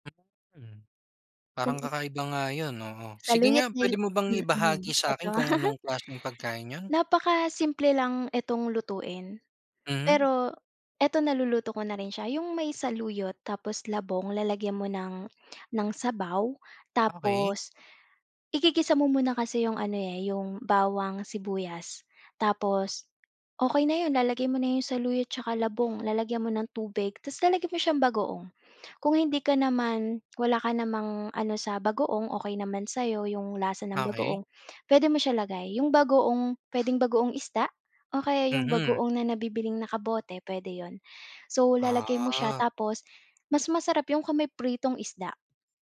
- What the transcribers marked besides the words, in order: tapping; laugh; tongue click; other background noise
- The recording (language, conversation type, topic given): Filipino, podcast, Ano ang paborito mong pagkaing pampagaan ng loob, at bakit?